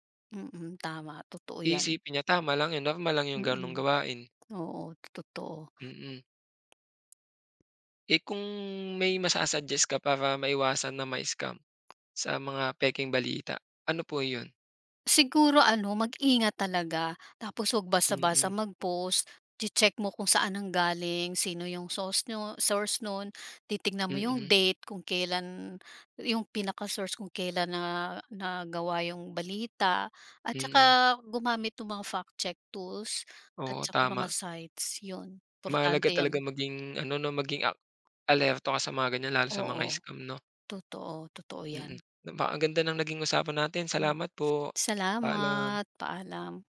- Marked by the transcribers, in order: none
- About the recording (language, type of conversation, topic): Filipino, podcast, Paano mo sinusuri kung alin sa mga balitang nababasa mo sa internet ang totoo?